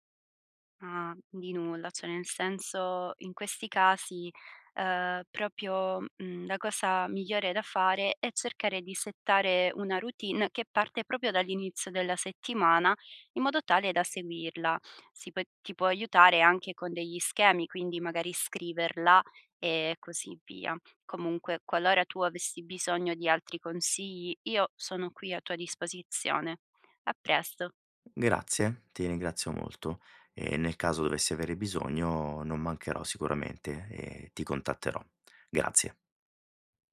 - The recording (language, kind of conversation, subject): Italian, advice, Perché faccio fatica a mantenere una routine mattutina?
- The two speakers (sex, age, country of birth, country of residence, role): female, 25-29, Italy, Italy, advisor; male, 40-44, Italy, Italy, user
- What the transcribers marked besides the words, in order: "proprio" said as "propio"; in English: "settare"; "proprio" said as "propio"